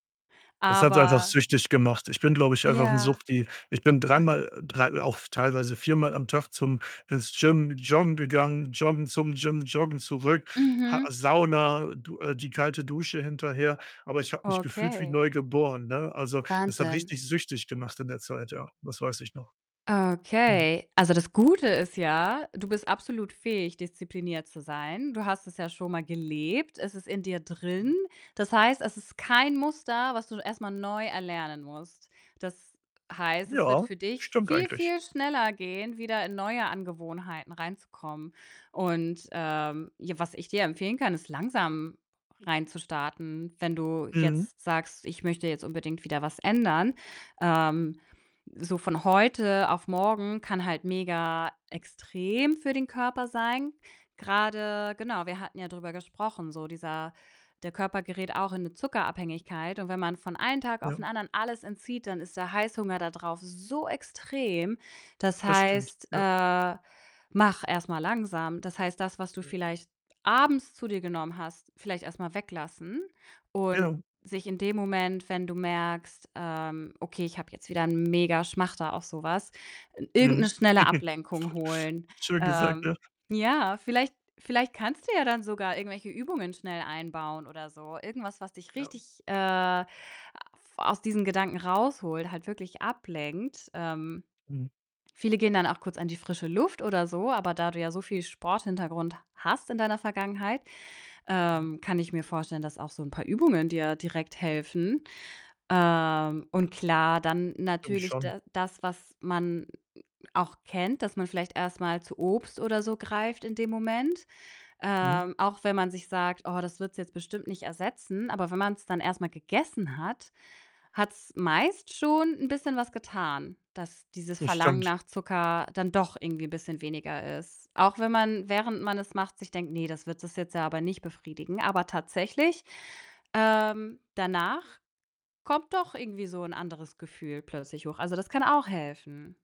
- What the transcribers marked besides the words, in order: tapping; distorted speech; other noise; other background noise; stressed: "Gute"; stressed: "so extrem"; giggle; unintelligible speech
- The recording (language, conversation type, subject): German, advice, Wie nutzt du Essen, um dich bei Stress oder Langeweile zu beruhigen?